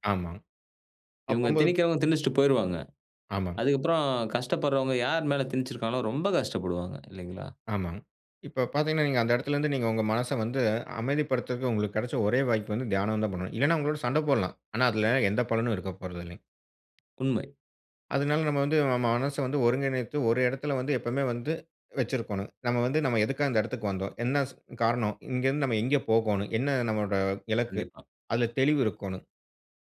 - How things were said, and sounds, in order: other noise
- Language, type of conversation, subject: Tamil, podcast, தியானம் மனஅழுத்தத்தை சமாளிக்க எப்படிப் உதவுகிறது?